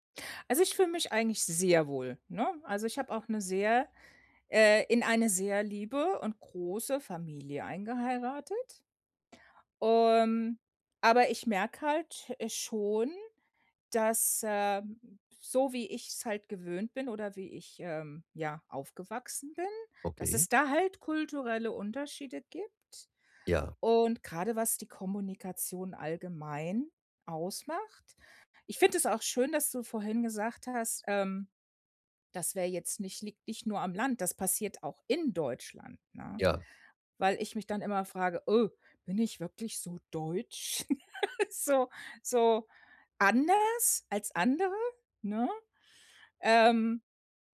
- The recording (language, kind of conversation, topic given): German, advice, Wie kann ich ehrlich meine Meinung sagen, ohne andere zu verletzen?
- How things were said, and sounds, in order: stressed: "sehr"; stressed: "in"; laugh